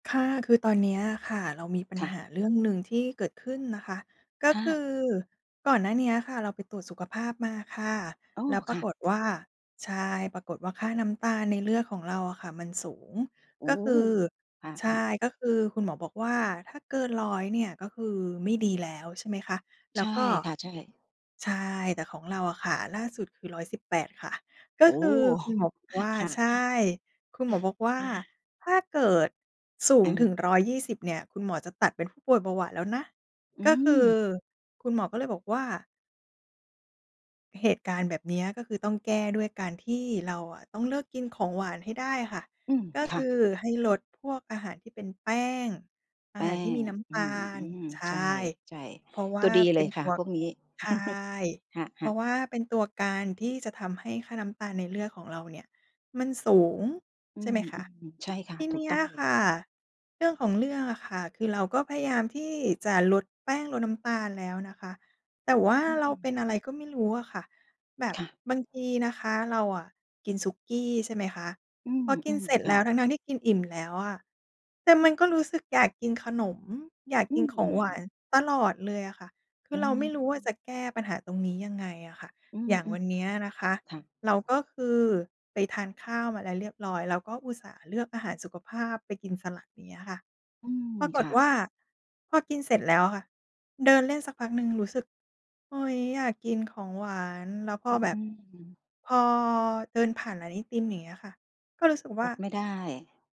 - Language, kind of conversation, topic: Thai, advice, ทำไมฉันถึงเลิกกินของหวานไม่ได้และรู้สึกควบคุมตัวเองไม่อยู่?
- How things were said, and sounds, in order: chuckle; tapping; chuckle; chuckle; other background noise